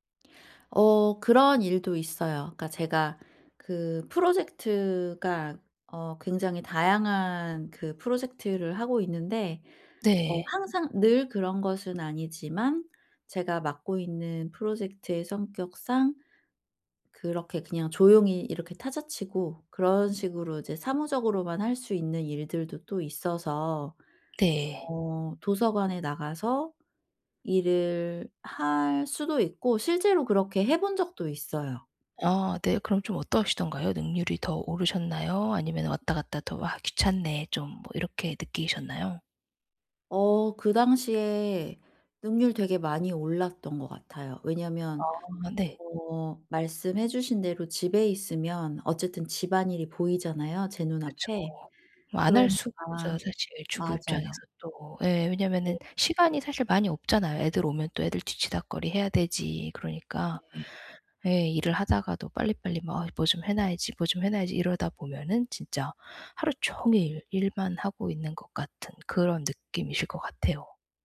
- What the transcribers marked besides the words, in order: none
- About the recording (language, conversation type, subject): Korean, advice, 일과 가족의 균형을 어떻게 맞출 수 있을까요?